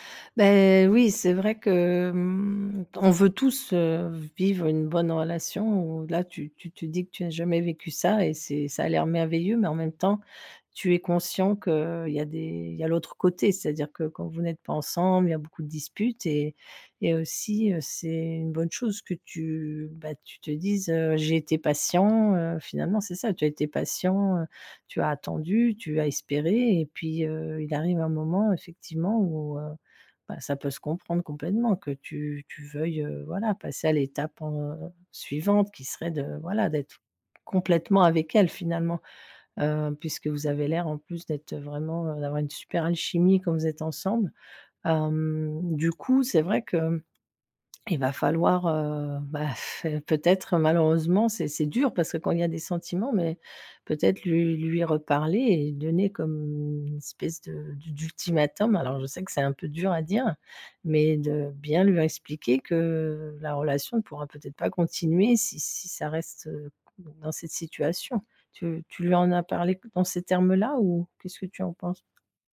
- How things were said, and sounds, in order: stressed: "complètement"; drawn out: "hem"; drawn out: "comme"
- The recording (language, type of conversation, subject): French, advice, Comment mettre fin à une relation de longue date ?